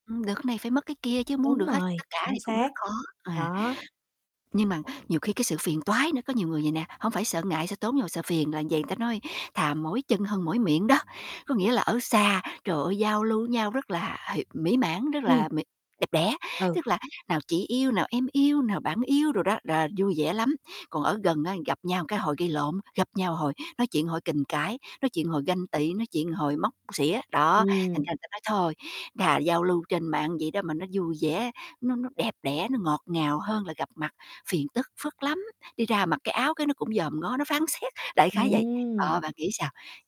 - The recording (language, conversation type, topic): Vietnamese, podcast, Bạn thường dùng mạng xã hội để kết nối với mọi người như thế nào?
- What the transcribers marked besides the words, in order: unintelligible speech; distorted speech; static